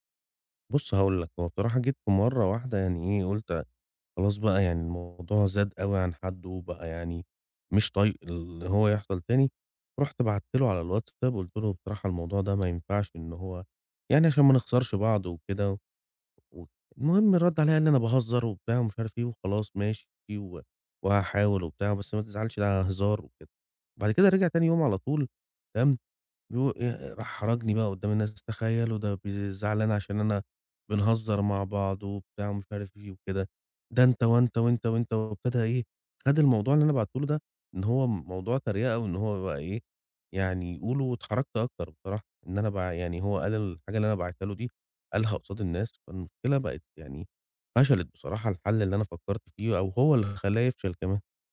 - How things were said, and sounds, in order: tapping
- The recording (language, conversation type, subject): Arabic, advice, صديق بيسخر مني قدام الناس وبيحرجني، أتعامل معاه إزاي؟